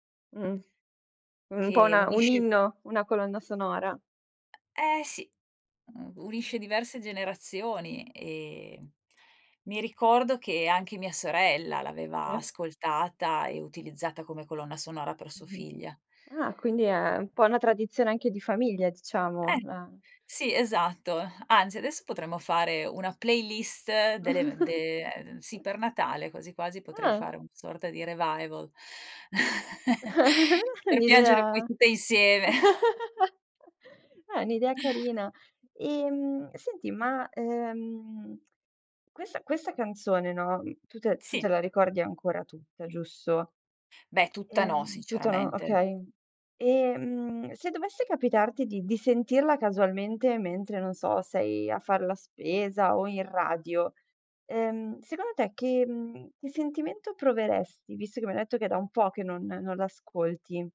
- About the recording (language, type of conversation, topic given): Italian, podcast, Hai un ricordo legato a una canzone della tua infanzia che ti commuove ancora?
- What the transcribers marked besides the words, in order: chuckle; in English: "revival"; chuckle; chuckle